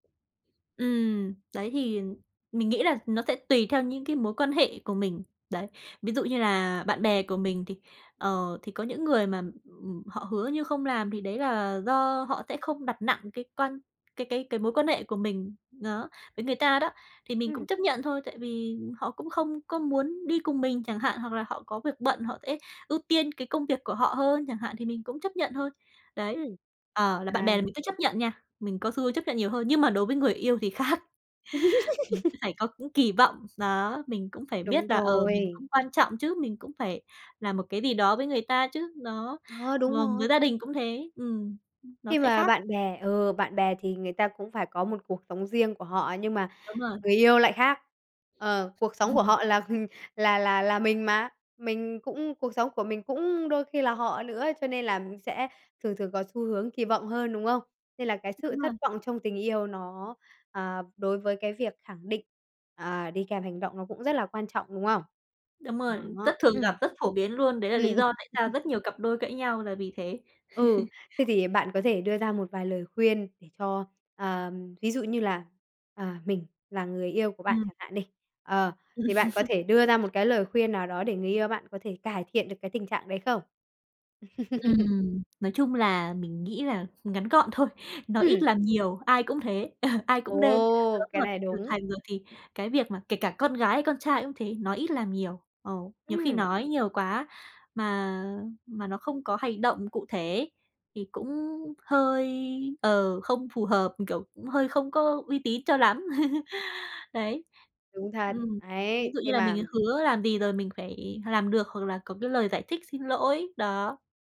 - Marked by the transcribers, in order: tapping; other background noise; "sẽ" said as "thẽ"; laugh; laughing while speaking: "khác"; chuckle; laugh; laugh; laugh; laugh; laughing while speaking: "thôi"; laugh; laugh
- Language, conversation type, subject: Vietnamese, podcast, Làm thế nào để biến lời khẳng định thành hành động cụ thể?